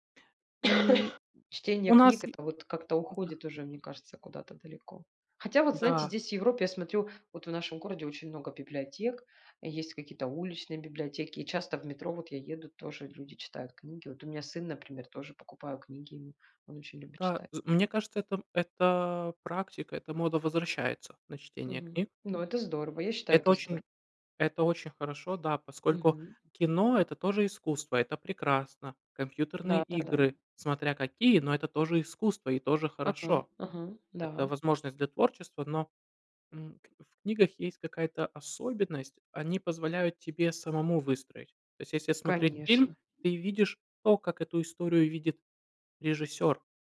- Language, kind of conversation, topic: Russian, unstructured, Какая традиция из твоего детства тебе запомнилась больше всего?
- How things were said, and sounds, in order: cough; other background noise